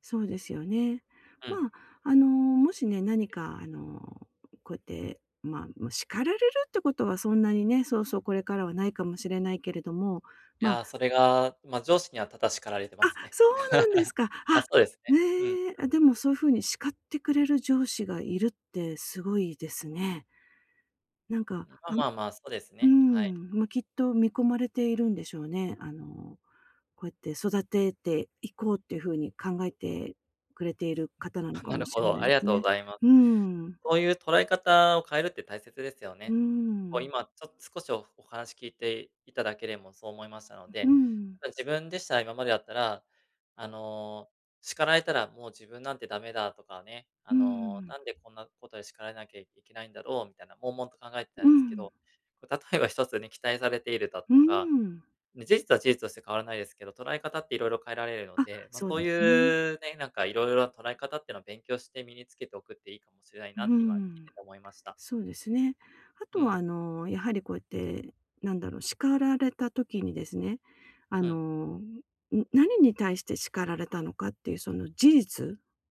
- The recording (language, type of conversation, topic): Japanese, advice, 自己批判の癖をやめるにはどうすればいいですか？
- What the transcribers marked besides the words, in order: chuckle; other background noise